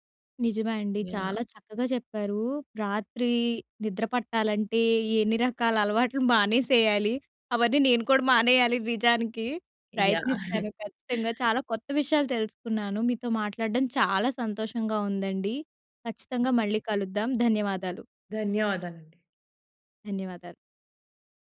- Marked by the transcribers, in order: tapping; laughing while speaking: "అలవాట్లు మానేసెయ్యాలి"; laughing while speaking: "యాహ్!"; other noise; other background noise
- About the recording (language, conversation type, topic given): Telugu, podcast, రాత్రి మెరుగైన నిద్ర కోసం మీరు అనుసరించే రాత్రి రొటీన్ ఏమిటి?